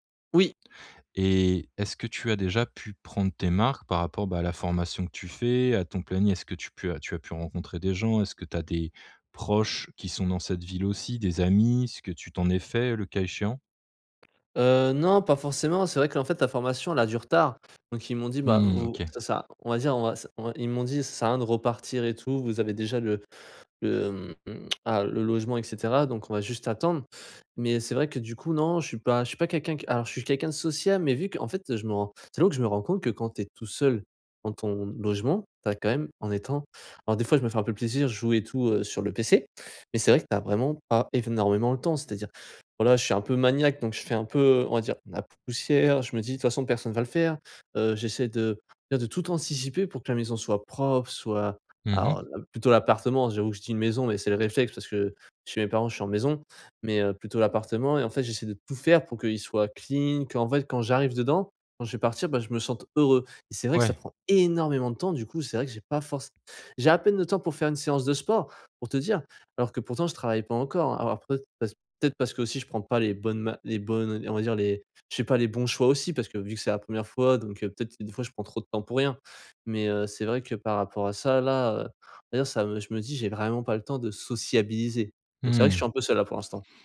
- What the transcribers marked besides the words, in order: stressed: "amis"; other background noise; tapping; "énormément" said as "évnormément"; stressed: "heureux"; stressed: "énormément"; stressed: "sociabiliser"
- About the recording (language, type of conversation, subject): French, advice, Comment s’adapter à un déménagement dans une nouvelle ville loin de sa famille ?